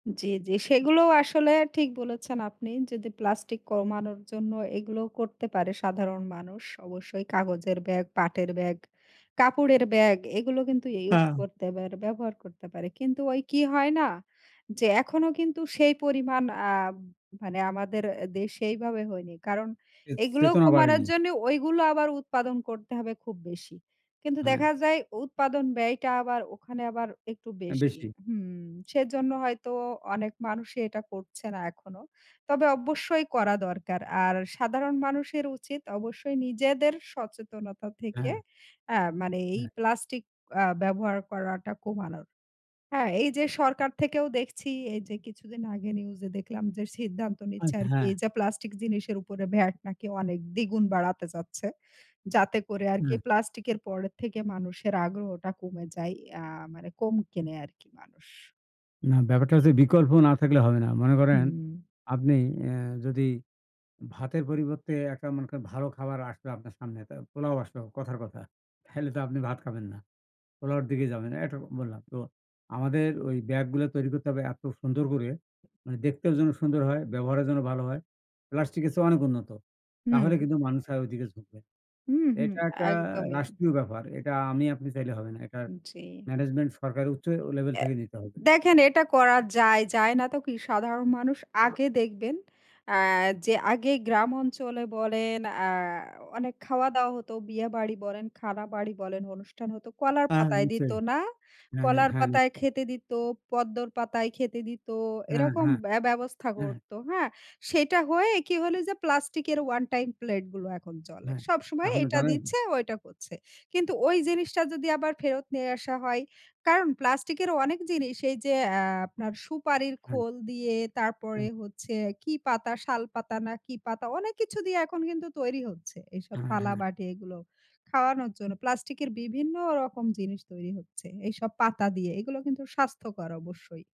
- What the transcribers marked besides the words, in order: laughing while speaking: "তাহলে"; in English: "ম্যানেজমেন্ট"
- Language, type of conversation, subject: Bengali, unstructured, প্লাস্টিক দূষণ কেন এত বড় সমস্যা?